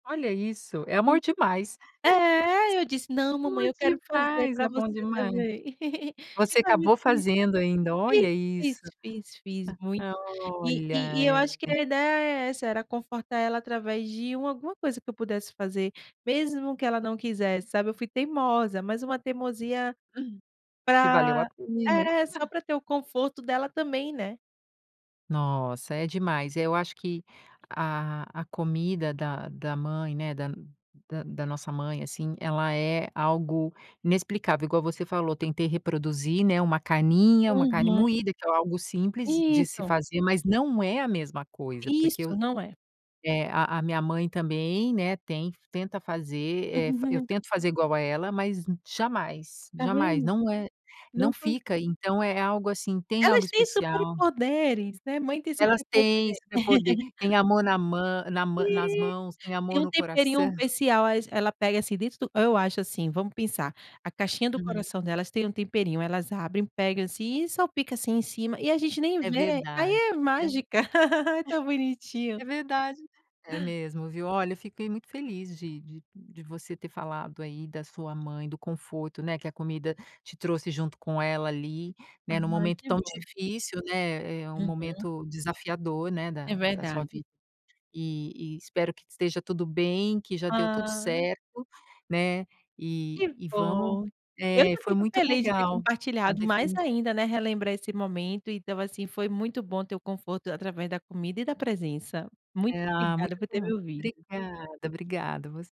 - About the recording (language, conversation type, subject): Portuguese, podcast, Como você define comida afetiva?
- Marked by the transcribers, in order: chuckle; giggle; unintelligible speech; chuckle; chuckle; chuckle; chuckle; other noise; laugh